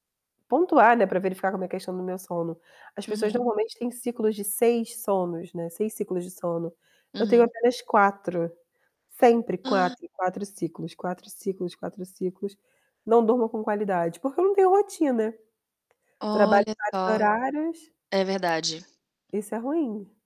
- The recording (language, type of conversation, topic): Portuguese, unstructured, Como você usaria a habilidade de nunca precisar dormir?
- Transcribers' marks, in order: distorted speech; tapping